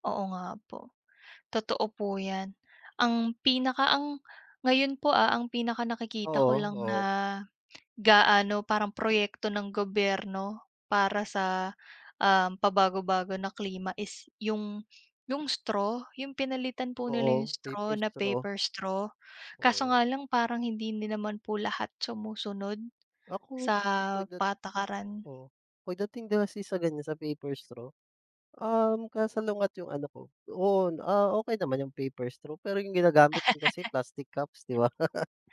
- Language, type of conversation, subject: Filipino, unstructured, Ano ang epekto ng pagbabago ng klima sa mundo?
- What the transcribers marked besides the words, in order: laugh